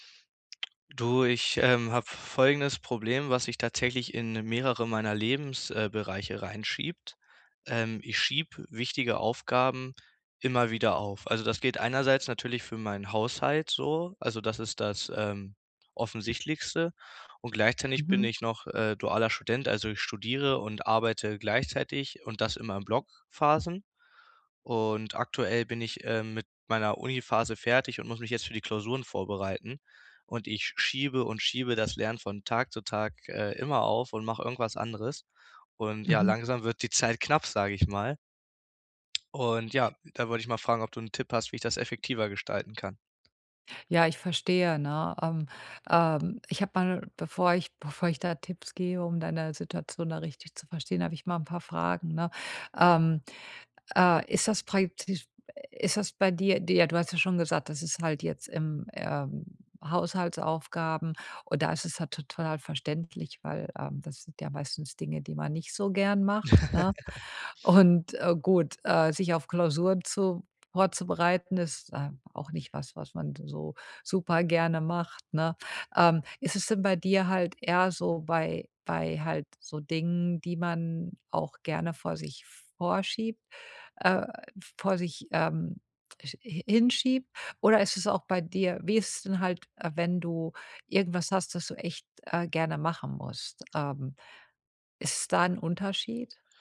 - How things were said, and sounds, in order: tongue click; lip smack; unintelligible speech; laugh; joyful: "Und, äh, gut, äh, sich auf Klausuren vor vorzubereiten ist"; lip smack
- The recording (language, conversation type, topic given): German, advice, Wie erreiche ich meine Ziele effektiv, obwohl ich prokrastiniere?